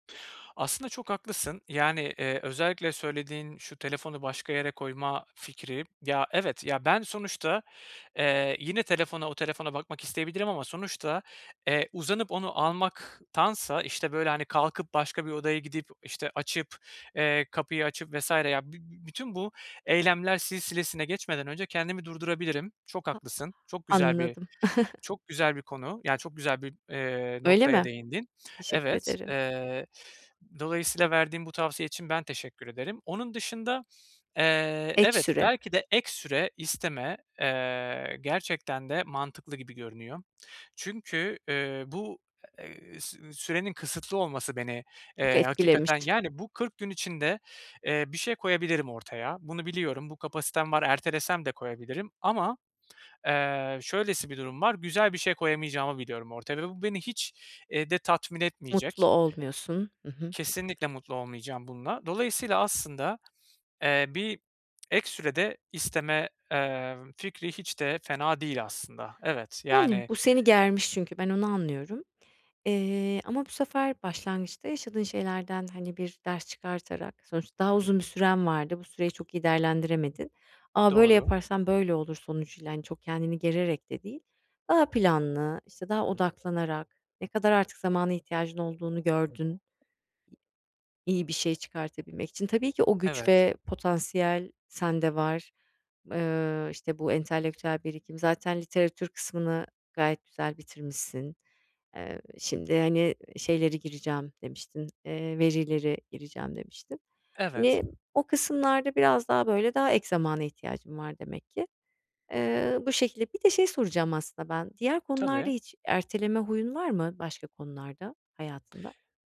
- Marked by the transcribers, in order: tapping; other background noise; chuckle
- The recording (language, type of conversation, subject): Turkish, advice, Erteleme alışkanlığımı nasıl kontrol altına alabilirim?